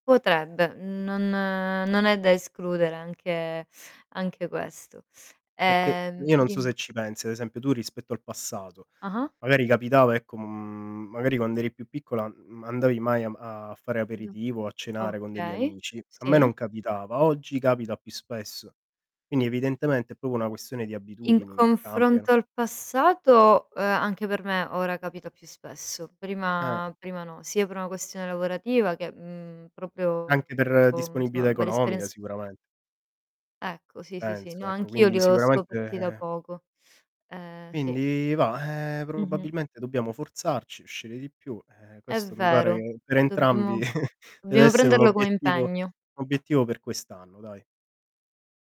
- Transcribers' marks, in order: drawn out: "non"; drawn out: "uhm"; unintelligible speech; "proprio" said as "propo"; drawn out: "Prima"; distorted speech; giggle; tapping
- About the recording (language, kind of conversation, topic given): Italian, unstructured, Come decidi se passare una serata con gli amici o restare a casa a riposare?
- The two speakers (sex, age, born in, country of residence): female, 35-39, Italy, Italy; male, 30-34, Italy, Italy